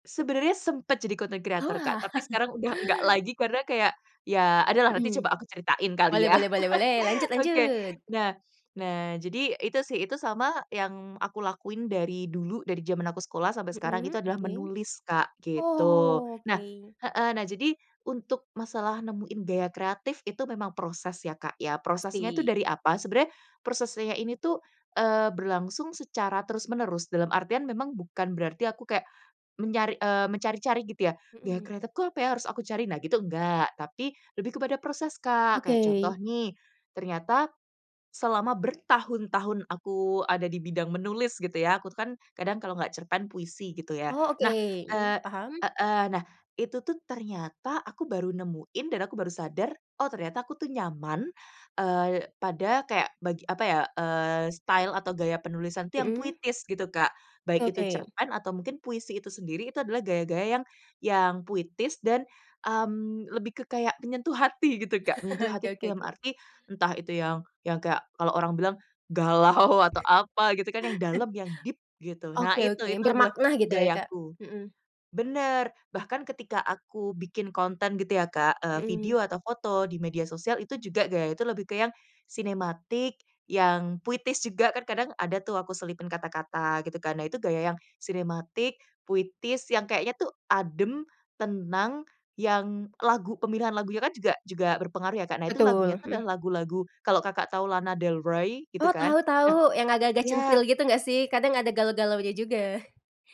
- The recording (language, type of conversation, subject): Indonesian, podcast, Bagaimana kamu menemukan suara atau gaya kreatifmu sendiri?
- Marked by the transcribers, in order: in English: "content creator"; laugh; other background noise; chuckle; tapping; in English: "style"; laugh; chuckle; in English: "deep"